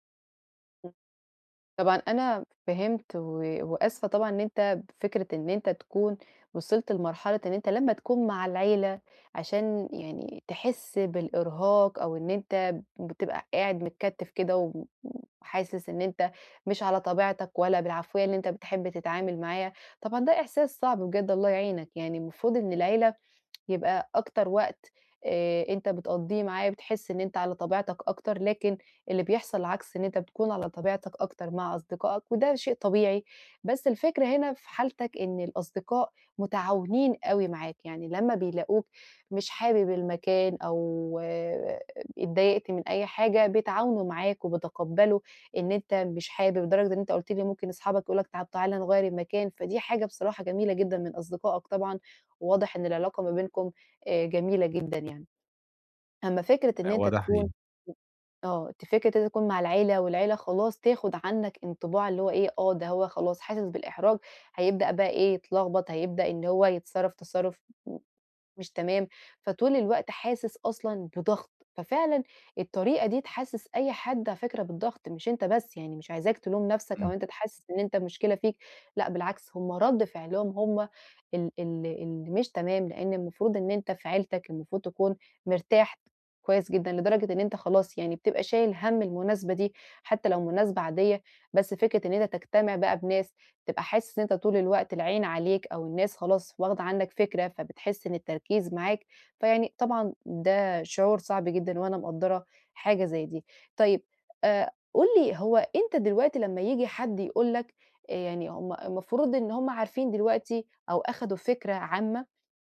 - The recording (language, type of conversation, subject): Arabic, advice, إزاي أتعامل مع الإحساس بالإرهاق من المناسبات الاجتماعية؟
- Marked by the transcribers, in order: tapping; other background noise